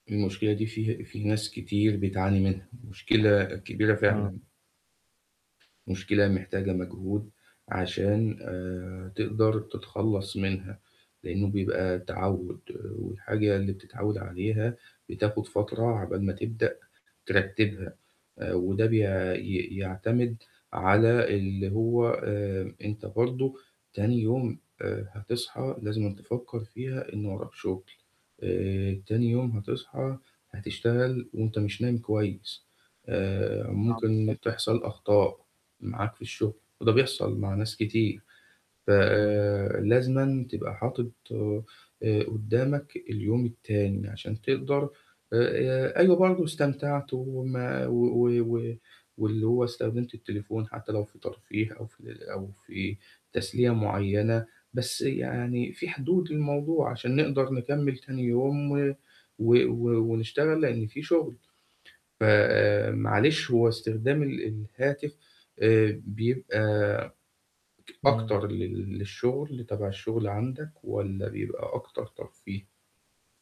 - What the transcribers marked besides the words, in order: static
- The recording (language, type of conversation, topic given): Arabic, advice, إزاي أحط حدود كويسة لاستخدام الموبايل بالليل قبل ما أنام؟